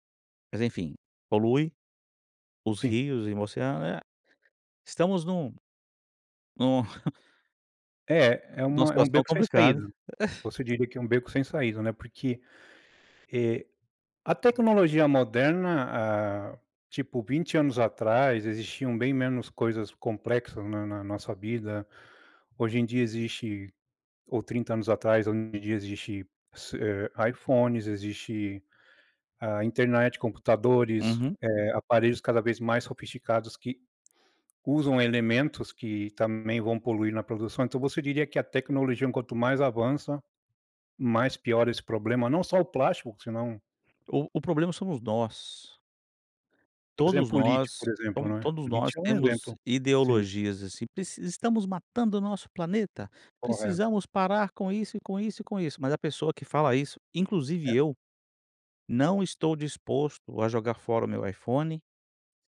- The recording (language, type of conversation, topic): Portuguese, podcast, Como o lixo plástico modifica nossos rios e oceanos?
- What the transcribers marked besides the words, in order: chuckle; chuckle; put-on voice: "Estamos matando o nosso planeta … e com isso"